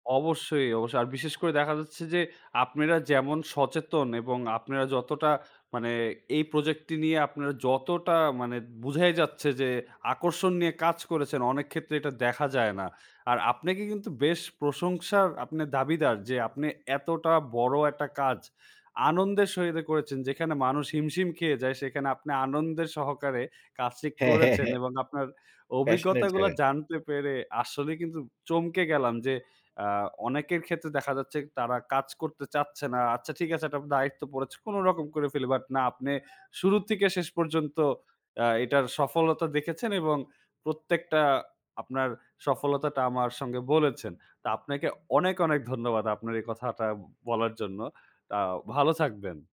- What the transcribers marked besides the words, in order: other background noise; laughing while speaking: "হ্যাঁ, হ্যাঁ, হ্যাঁ"; in English: "প্যাশন"
- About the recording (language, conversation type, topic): Bengali, podcast, আপনার সবচেয়ে বড় প্রকল্প কোনটি ছিল?